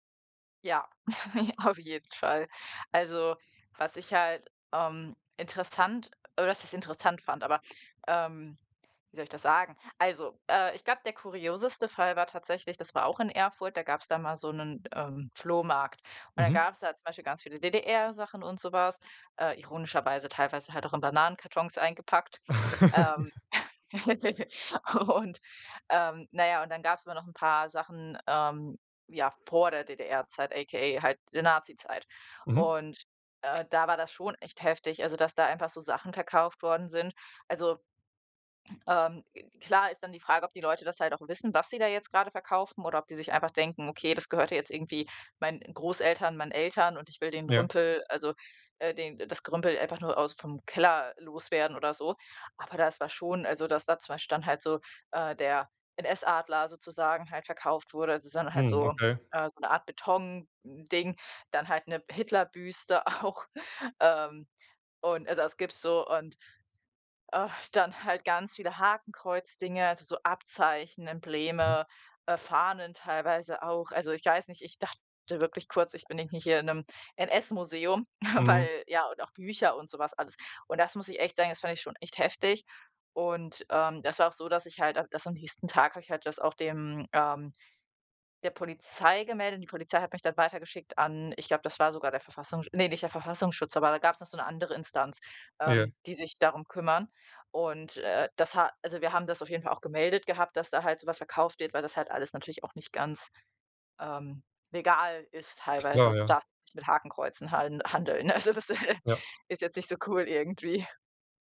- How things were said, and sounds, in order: chuckle; chuckle; joyful: "Ja"; laugh; laughing while speaking: "Und"; in English: "aka"; joyful: "auch"; chuckle; joyful: "Also, das ist"; chuckle
- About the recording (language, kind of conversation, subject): German, podcast, Was war deine ungewöhnlichste Begegnung auf Reisen?